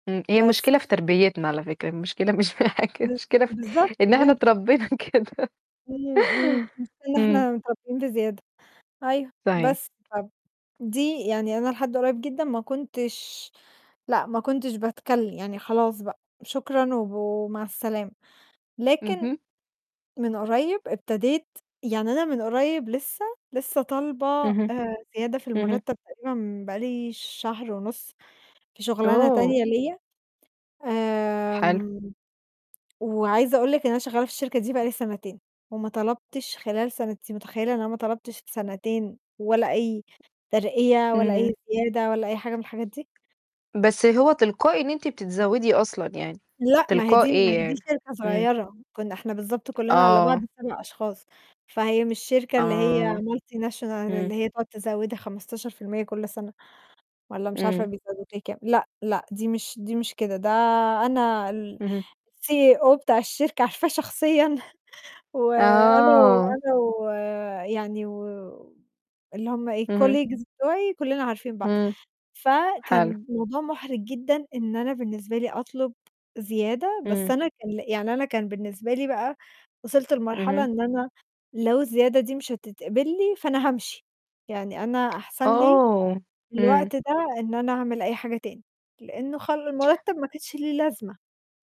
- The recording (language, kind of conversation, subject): Arabic, unstructured, إيه أهم العادات اللي بتساعدك تحسّن نفسك؟
- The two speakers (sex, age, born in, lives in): female, 20-24, Egypt, Romania; female, 30-34, Egypt, Portugal
- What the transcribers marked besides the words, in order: tapping; other noise; laughing while speaking: "مش في حاجة، المشكلة في إن إحنا اتربّينا كده"; unintelligible speech; static; in English: "multinational"; in English: "الCEO"; laughing while speaking: "عارفاه شخصيًا"; in English: "colleagues"